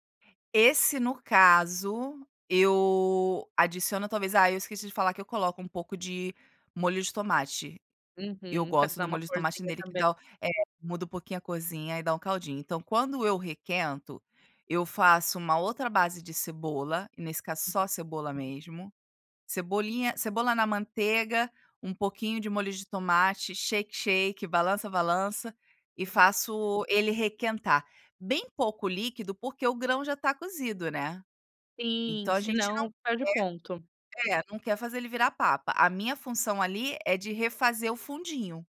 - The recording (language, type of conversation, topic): Portuguese, podcast, Qual é o seu segredo para fazer arroz soltinho e gostoso?
- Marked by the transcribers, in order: other background noise; in English: "shake, shake"; unintelligible speech